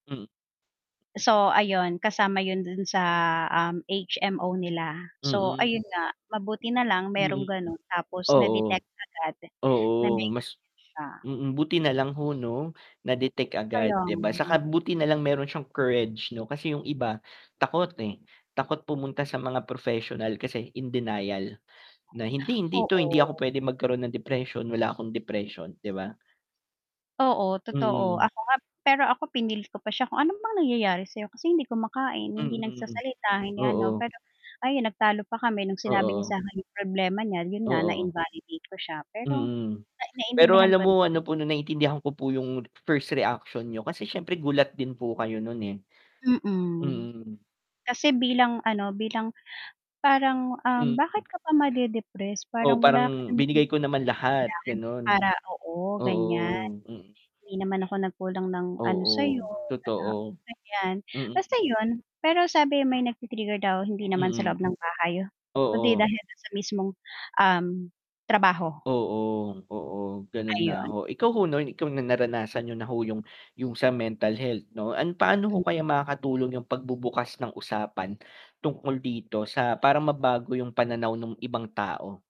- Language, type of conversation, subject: Filipino, unstructured, Paano mo nilalabanan ang stigma tungkol sa kalusugan ng pag-iisip sa paligid mo?
- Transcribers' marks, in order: distorted speech; static